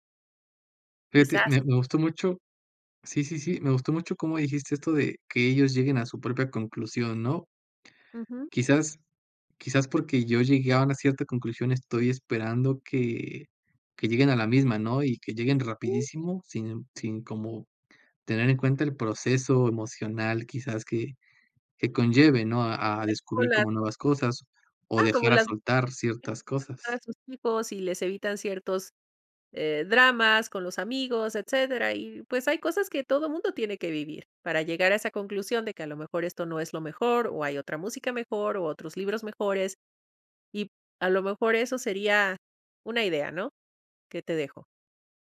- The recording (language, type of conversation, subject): Spanish, advice, ¿Cómo te sientes cuando temes compartir opiniones auténticas por miedo al rechazo social?
- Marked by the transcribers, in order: unintelligible speech; unintelligible speech; unintelligible speech